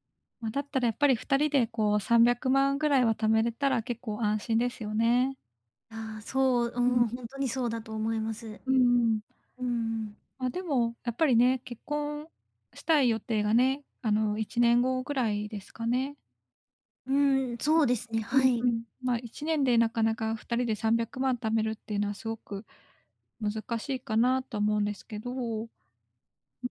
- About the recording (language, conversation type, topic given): Japanese, advice, パートナーとお金の話をどう始めればよいですか？
- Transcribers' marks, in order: other noise